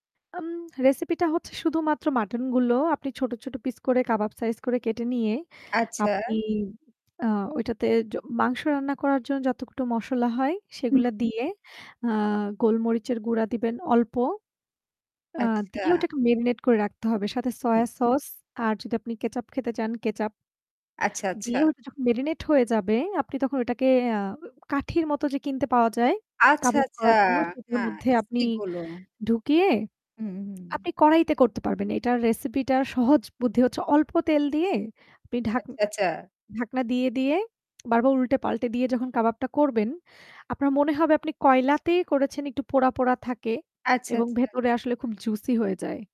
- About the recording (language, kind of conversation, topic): Bengali, unstructured, আপনি কোন ধরনের খাবার সবচেয়ে পছন্দ করেন, এবং কেন?
- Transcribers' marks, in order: static